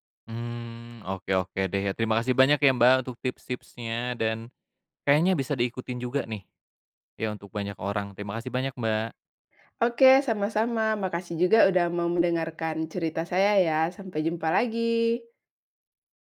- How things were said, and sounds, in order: none
- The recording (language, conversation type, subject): Indonesian, podcast, Kenapa banyak orang suka memadukan pakaian modern dan tradisional, menurut kamu?